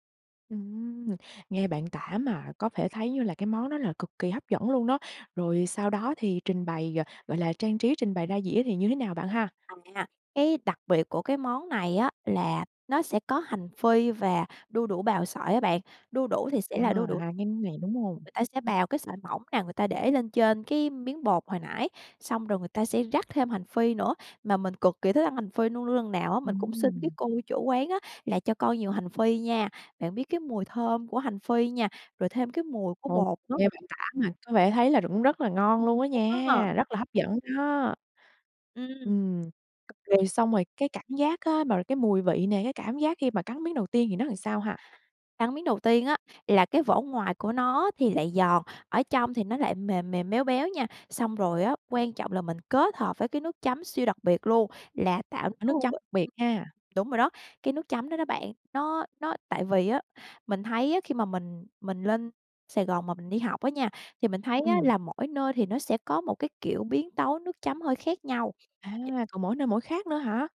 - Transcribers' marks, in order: tapping; "cũng" said as "rũng"; unintelligible speech; "làm" said as "ừn"; unintelligible speech
- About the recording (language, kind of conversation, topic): Vietnamese, podcast, Món ăn đường phố bạn thích nhất là gì, và vì sao?